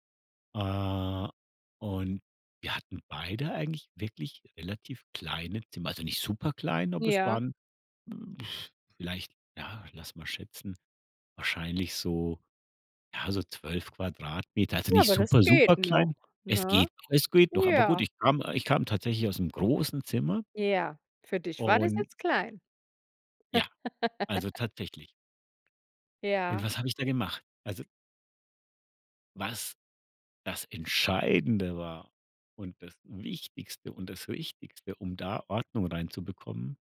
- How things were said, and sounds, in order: drawn out: "Äh"; other noise; other background noise; giggle; tapping; stressed: "Entscheidende"
- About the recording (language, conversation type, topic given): German, podcast, Welche Tipps hast du für mehr Ordnung in kleinen Räumen?